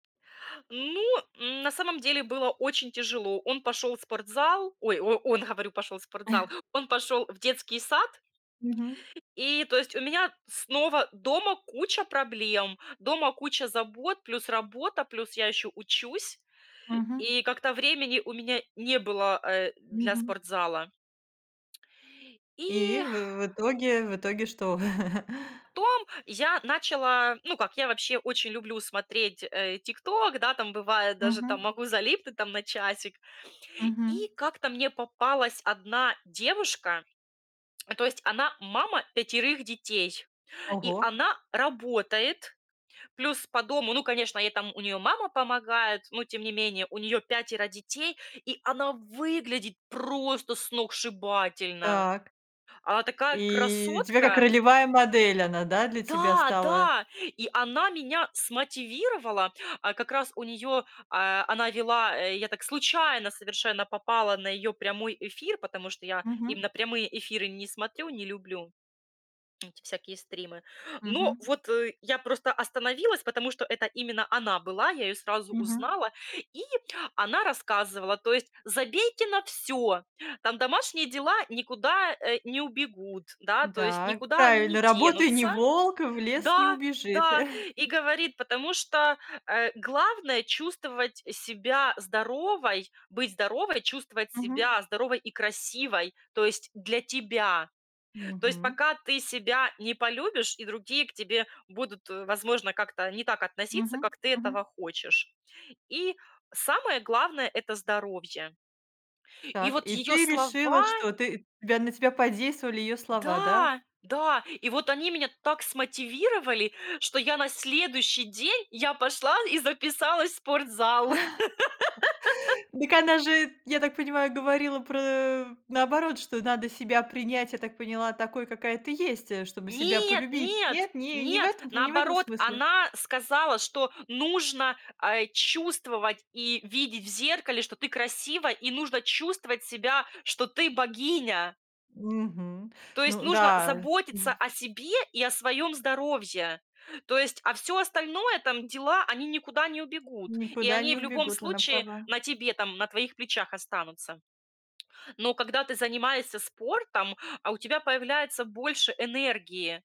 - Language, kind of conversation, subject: Russian, podcast, Какие небольшие цели помогают выработать регулярность?
- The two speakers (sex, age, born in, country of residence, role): female, 35-39, Ukraine, Spain, guest; female, 45-49, Russia, France, host
- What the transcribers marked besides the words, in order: chuckle; exhale; chuckle; other background noise; chuckle; chuckle; laugh; tapping